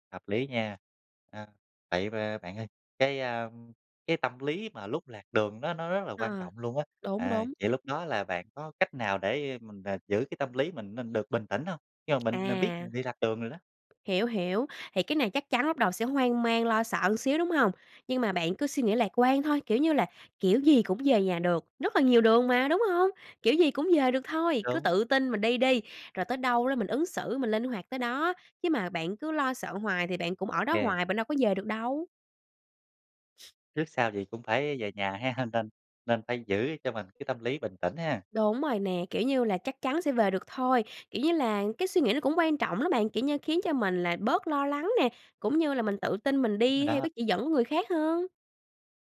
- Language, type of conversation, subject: Vietnamese, podcast, Bạn có thể kể về một lần bạn bị lạc đường và đã xử lý như thế nào không?
- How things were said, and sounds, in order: tapping